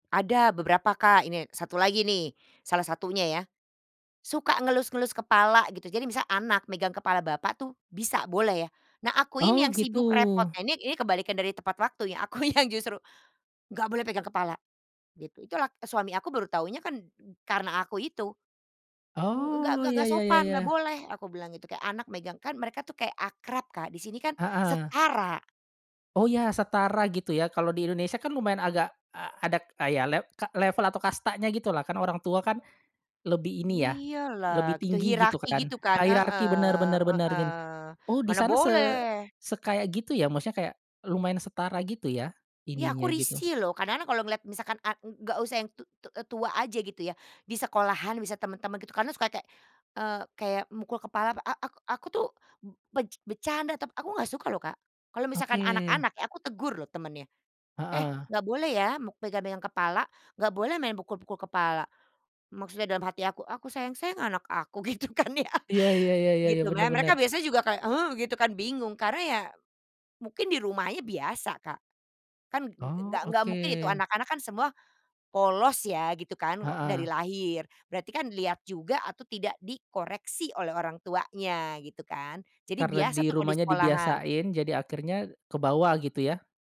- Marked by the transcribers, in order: laughing while speaking: "Aku yang justru"; other noise; laughing while speaking: "gitu kan ya"
- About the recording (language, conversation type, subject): Indonesian, podcast, Coba ceritakan momen salah paham budaya yang lucu?